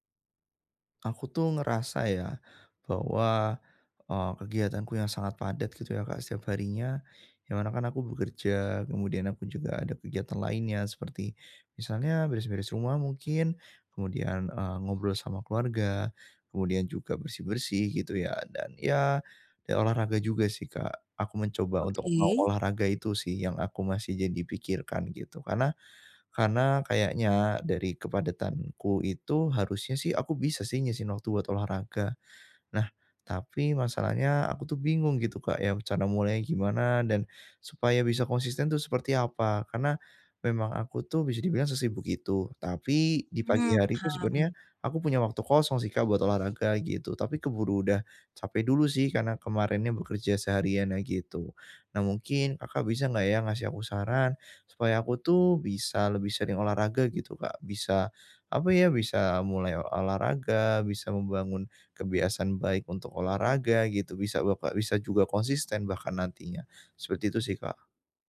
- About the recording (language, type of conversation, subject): Indonesian, advice, Bagaimana caranya agar saya lebih sering bergerak setiap hari?
- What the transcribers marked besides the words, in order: none